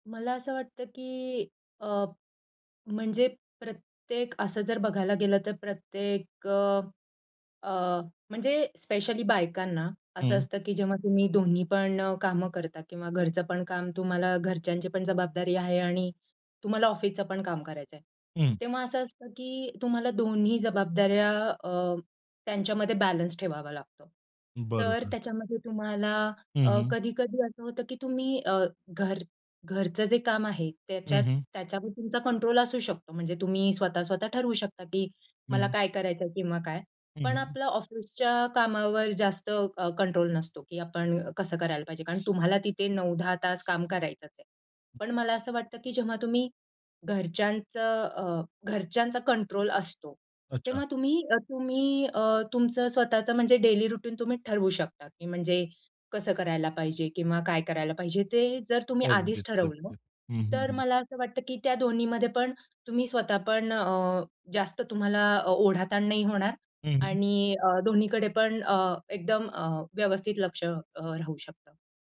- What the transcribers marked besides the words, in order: in English: "स्पेशली"; in English: "कंट्रोल"; in English: "कंट्रोल"; in English: "कंट्रोल"; in English: "डेली रूटीन"
- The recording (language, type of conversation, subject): Marathi, podcast, घरी आणि कार्यालयीन कामामधील सीमा तुम्ही कशा ठरवता?